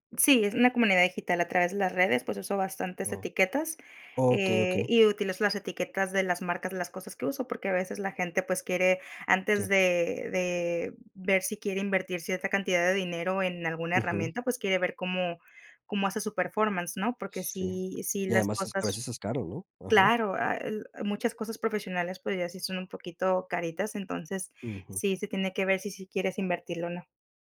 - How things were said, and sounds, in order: in English: "performance"
- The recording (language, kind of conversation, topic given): Spanish, podcast, ¿Qué papel juega el error en tu proceso creativo?